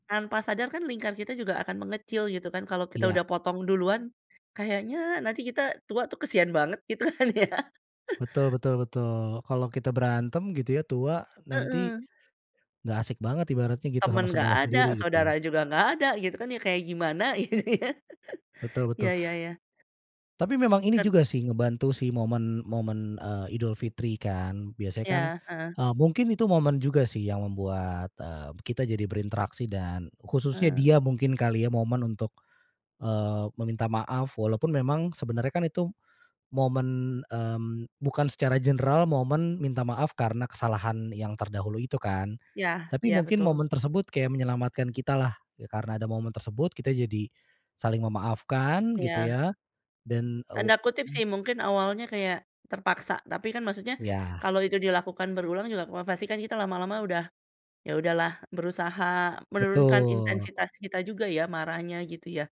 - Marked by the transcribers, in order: tapping; laughing while speaking: "kan ya"; laugh; laughing while speaking: "gitu ya"; chuckle; other background noise
- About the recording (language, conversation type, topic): Indonesian, podcast, Apa yang membantumu memaafkan orang tua atau saudara?